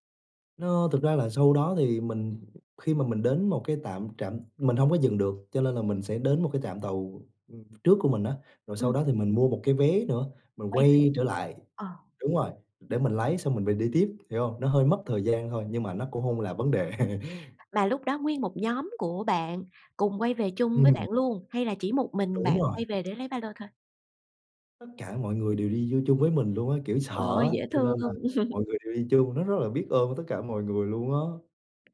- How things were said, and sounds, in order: tapping; laugh; laugh
- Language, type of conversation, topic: Vietnamese, podcast, Bạn có thể kể về một chuyến đi gặp trục trặc nhưng vẫn rất đáng nhớ không?